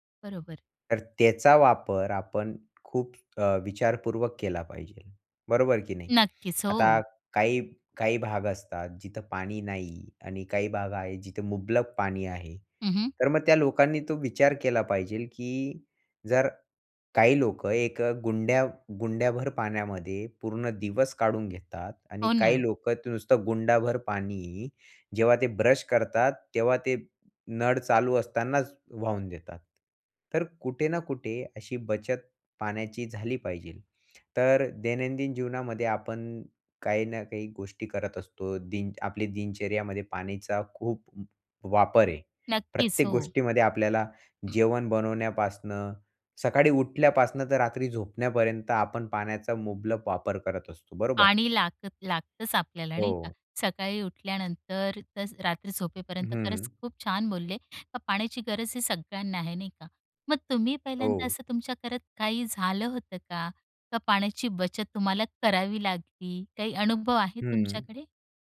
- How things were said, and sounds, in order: "नळ" said as "नड"; other background noise
- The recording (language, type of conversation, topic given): Marathi, podcast, घरात पाण्याची बचत प्रभावीपणे कशी करता येईल, आणि त्याबाबत तुमचा अनुभव काय आहे?